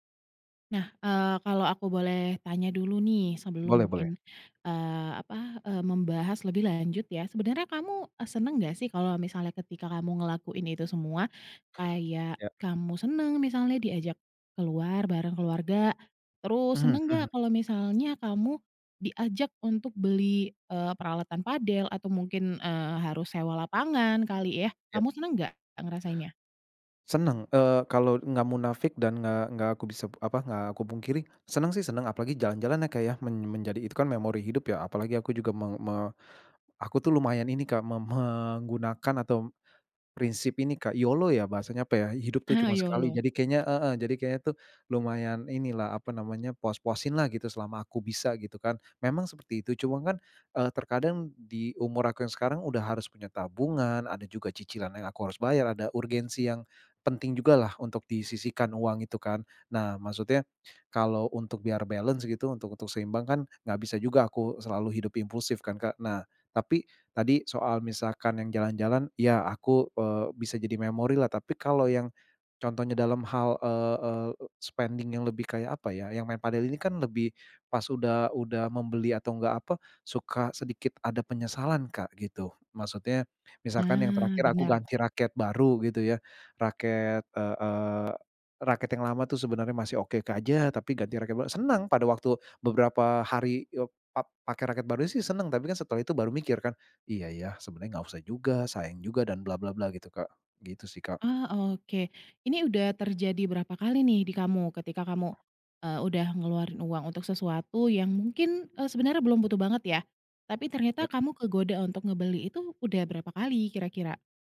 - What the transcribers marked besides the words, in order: chuckle; in English: "balance"; in English: "spending"; stressed: "senang"; tapping
- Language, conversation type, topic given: Indonesian, advice, Bagaimana cara menghadapi tekanan dari teman atau keluarga untuk mengikuti gaya hidup konsumtif?